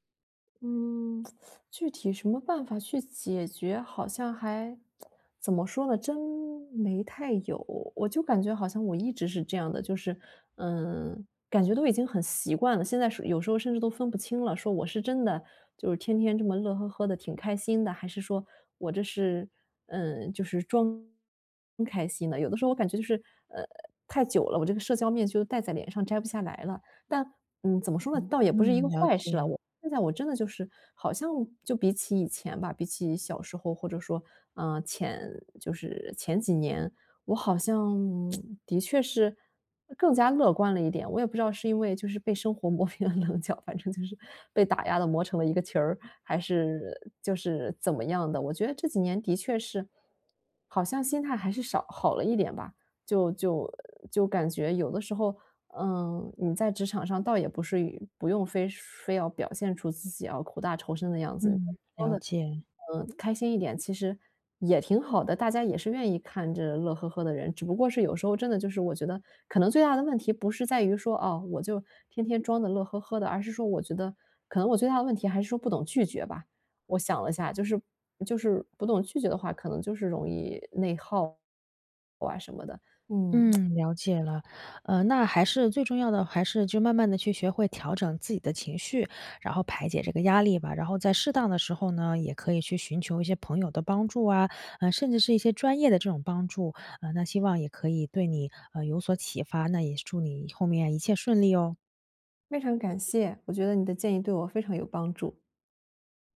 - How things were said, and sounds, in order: tsk; teeth sucking; tsk; other background noise; tsk; laughing while speaking: "磨平了棱角，反正就是"; laughing while speaking: "球儿"
- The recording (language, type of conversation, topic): Chinese, advice, 我怎样才能减少内心想法与外在行为之间的冲突？
- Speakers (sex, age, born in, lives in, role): female, 30-34, China, Germany, user; female, 35-39, China, United States, advisor